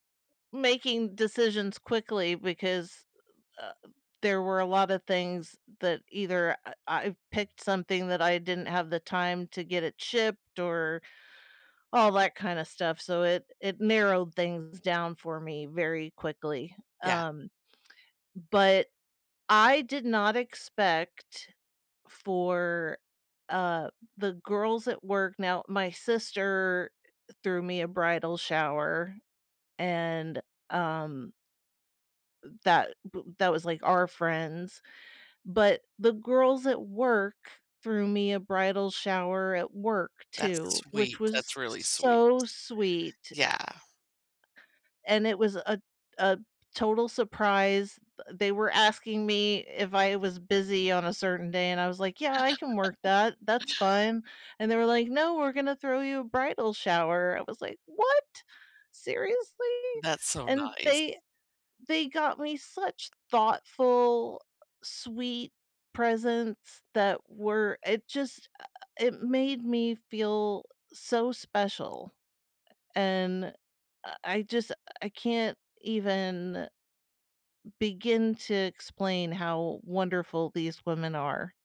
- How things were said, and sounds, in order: laugh; tapping; other background noise
- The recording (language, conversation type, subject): English, unstructured, What is a kind thing someone has done for you recently?